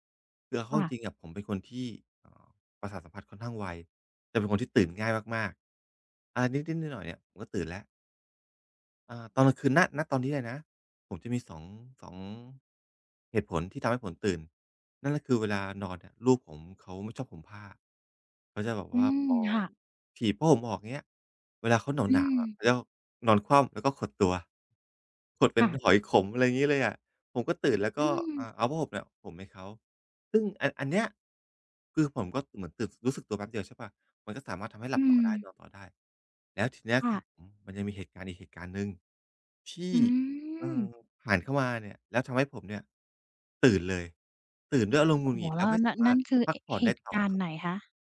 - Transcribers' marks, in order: other background noise
- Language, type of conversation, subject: Thai, advice, พักผ่อนอยู่บ้านแต่ยังรู้สึกเครียด ควรทำอย่างไรให้ผ่อนคลายได้บ้าง?